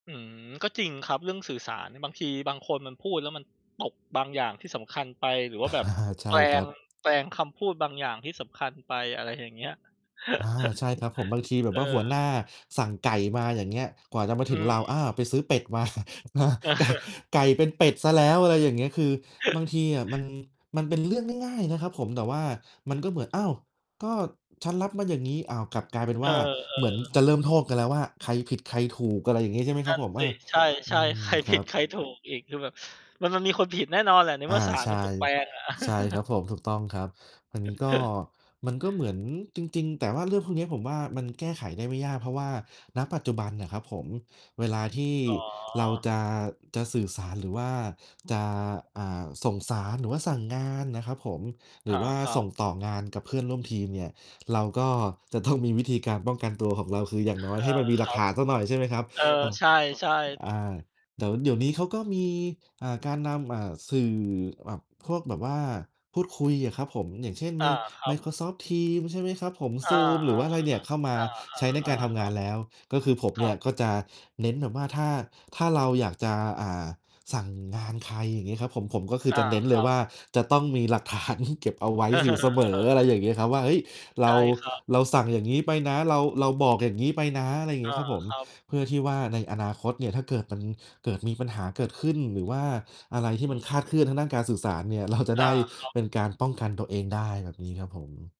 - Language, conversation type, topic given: Thai, unstructured, คุณจัดการกับความขัดแย้งในที่ทำงานอย่างไร?
- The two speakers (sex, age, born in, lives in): male, 30-34, Thailand, Thailand; male, 35-39, Thailand, Thailand
- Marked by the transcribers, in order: distorted speech; laughing while speaking: "อา"; chuckle; chuckle; laughing while speaking: "อา ไก่"; chuckle; other background noise; chuckle; laughing while speaking: "ต้อง"; laughing while speaking: "หลักฐาน"; chuckle